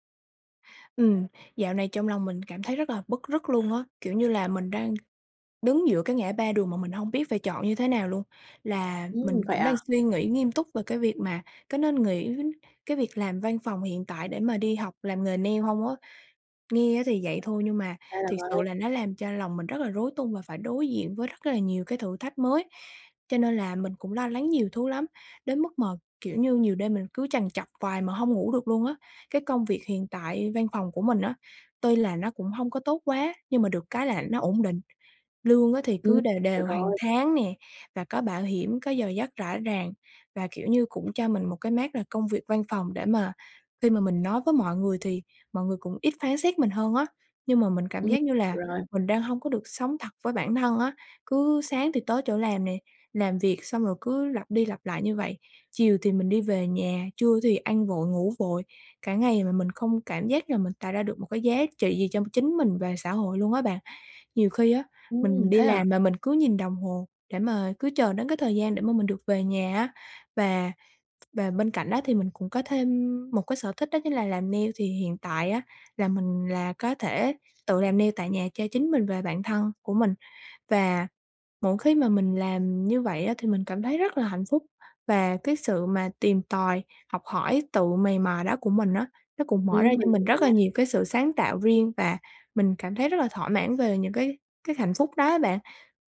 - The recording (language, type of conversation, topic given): Vietnamese, advice, Bạn nên làm gì khi lo lắng về thất bại và rủi ro lúc bắt đầu khởi nghiệp?
- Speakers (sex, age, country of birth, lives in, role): female, 20-24, Vietnam, Vietnam, user; female, 25-29, Vietnam, Germany, advisor
- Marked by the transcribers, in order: other background noise; tapping; in English: "nail"; in English: "nail"; in English: "nail"